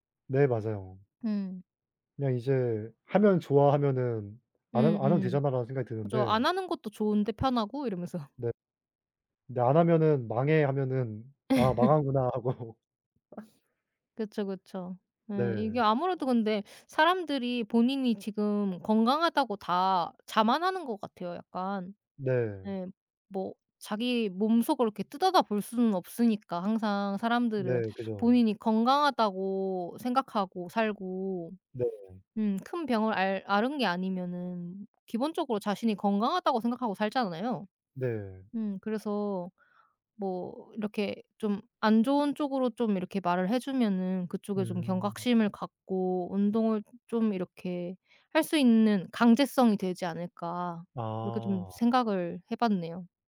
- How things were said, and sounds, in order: laugh; laughing while speaking: "하고"; laugh
- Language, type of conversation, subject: Korean, unstructured, 운동을 억지로 시키는 것이 옳을까요?